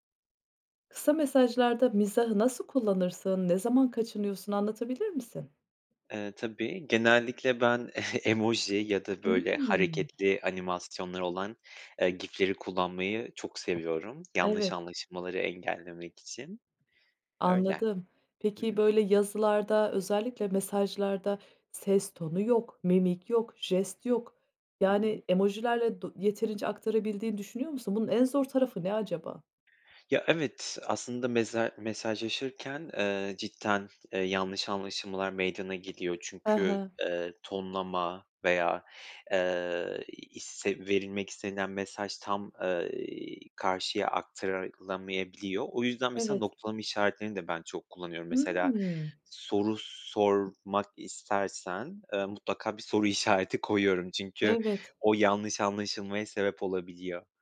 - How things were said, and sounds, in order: chuckle; tapping; other background noise; "aktarılamayabiliyor" said as "aktaralamayabiliyor"
- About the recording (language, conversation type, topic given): Turkish, podcast, Kısa mesajlarda mizahı nasıl kullanırsın, ne zaman kaçınırsın?